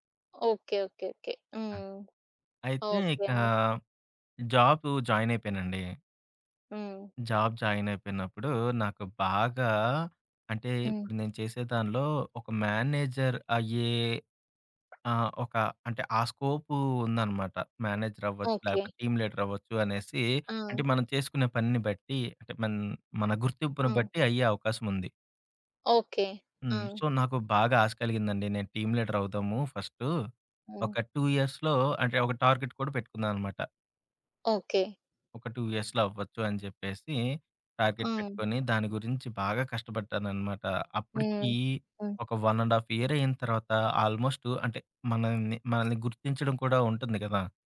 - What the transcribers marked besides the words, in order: other background noise; in English: "జాబ్"; in English: "మేనేజర్"; in English: "మేనేజర్"; in English: "టీమ్ లీడర్"; tapping; in English: "సో"; in English: "టీమ్ లీడర్"; in English: "టూ ఇయర్స్‌లో"; in English: "టార్గెట్"; in English: "టూ ఇయర్స్‌లో"; in English: "టార్గెట్"; in English: "వన్ అండ్ హాఫ్ ఇయర్"
- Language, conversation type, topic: Telugu, podcast, నిరాశను ఆశగా ఎలా మార్చుకోవచ్చు?